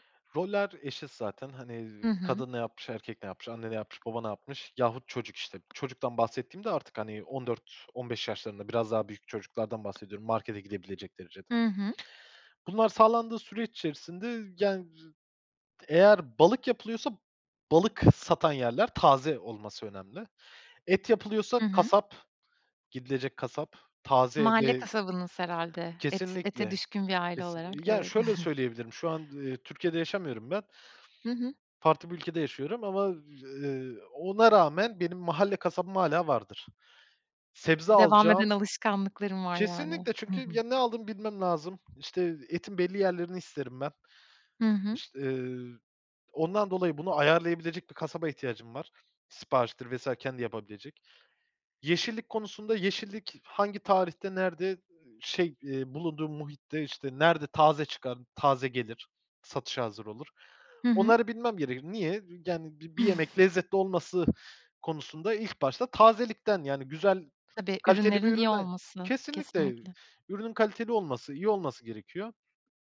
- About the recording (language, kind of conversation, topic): Turkish, podcast, Aile yemekleri kimliğini nasıl etkiledi sence?
- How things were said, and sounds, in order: other background noise; chuckle; snort